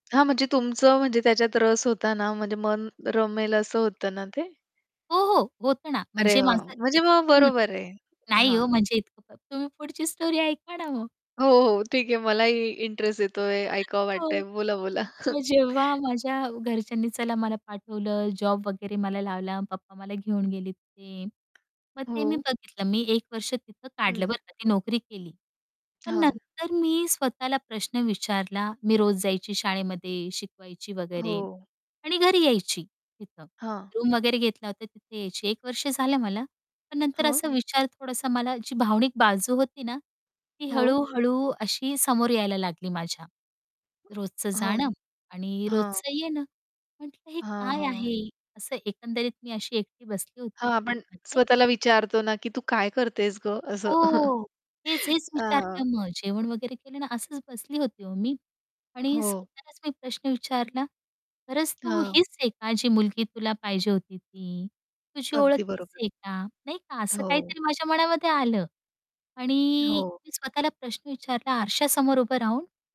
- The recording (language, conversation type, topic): Marathi, podcast, नोकरी बदलल्यानंतर तुमच्या ओळखींच्या वर्तुळात कोणते बदल जाणवले?
- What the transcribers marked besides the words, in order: tapping; distorted speech; other background noise; laughing while speaking: "हो"; static; chuckle; in English: "रूम"; in English: "रूममध्ये"; chuckle